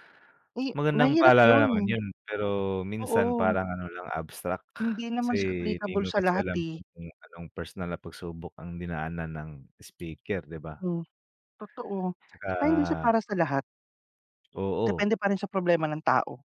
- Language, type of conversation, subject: Filipino, unstructured, Ano ang mas nakapagpapasigla ng loob: manood ng mga bidyong pampasigla o makinig sa mga kuwento ng iba?
- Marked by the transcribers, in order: none